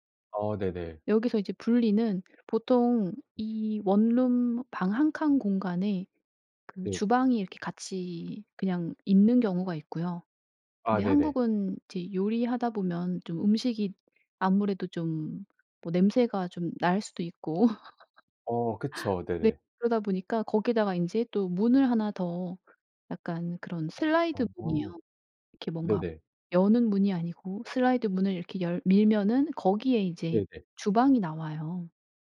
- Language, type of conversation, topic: Korean, podcast, 작은 집에서도 더 편하게 생활할 수 있는 팁이 있나요?
- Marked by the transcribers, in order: other background noise; laugh; background speech